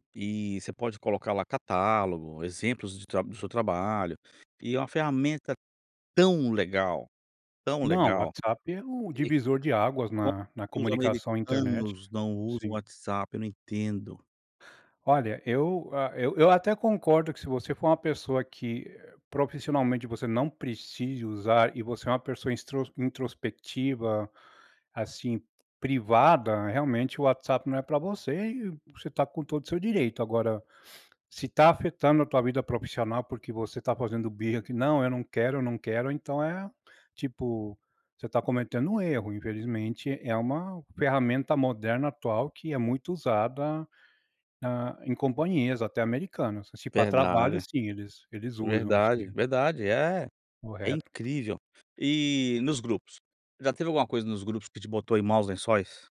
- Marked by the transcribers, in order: stressed: "tão"; sniff
- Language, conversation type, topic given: Portuguese, podcast, Como lidar com grupos do WhatsApp muito ativos?